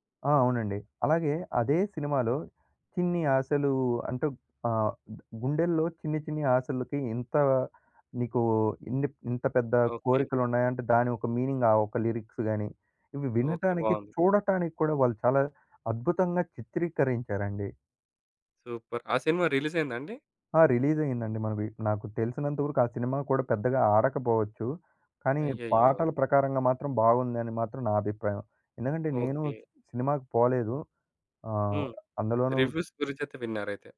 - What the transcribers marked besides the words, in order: in English: "మీనింగ్"; in English: "లిరిక్స్"; in English: "సూపర్!"; in English: "రిలీజ్"; in English: "రిలీజ్"; other background noise; in English: "రివ్యూస్"
- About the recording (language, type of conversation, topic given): Telugu, podcast, షేర్ చేసుకునే పాటల జాబితాకు పాటలను ఎలా ఎంపిక చేస్తారు?